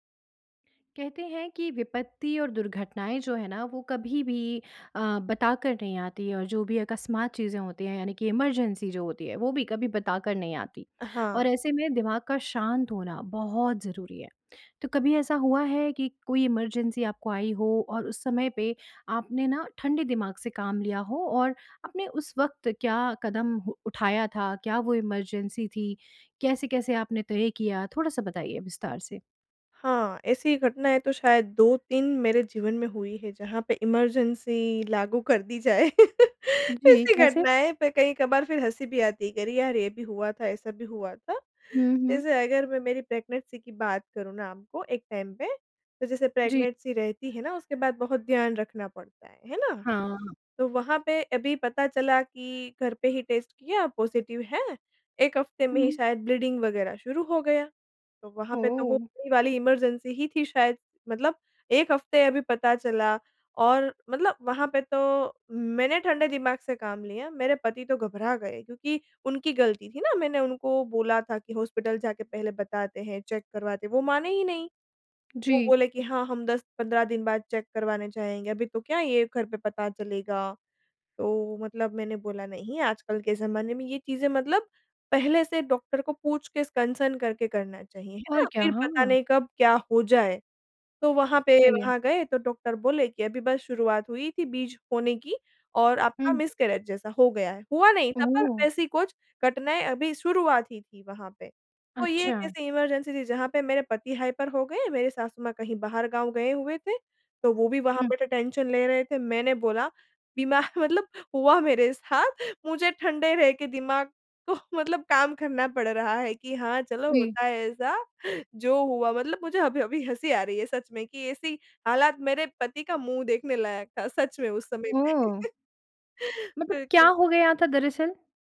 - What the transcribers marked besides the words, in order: in English: "इमरजेंसी"; in English: "इमरजेंसी"; in English: "इमरजेंसी"; tapping; in English: "इमरजेंसी"; chuckle; laughing while speaking: "ऐसी"; in English: "प्रेगनेंसी"; in English: "टाइम"; in English: "प्रेगनेंसी"; other background noise; in English: "टेस्ट"; in English: "पॉज़िटिव"; in English: "ब्लीडिंग"; in English: "इमरजेंसी"; in English: "चेक"; in English: "चेक"; in English: "कंसर्न"; in English: "मिसकैरेज"; in English: "इमरजेंसी"; in English: "हाइपर"; in English: "टेंशन"; laughing while speaking: "दिमाग"; laughing while speaking: "को"; chuckle
- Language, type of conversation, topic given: Hindi, podcast, क्या आपने कभी किसी आपातकाल में ठंडे दिमाग से काम लिया है? कृपया एक उदाहरण बताइए।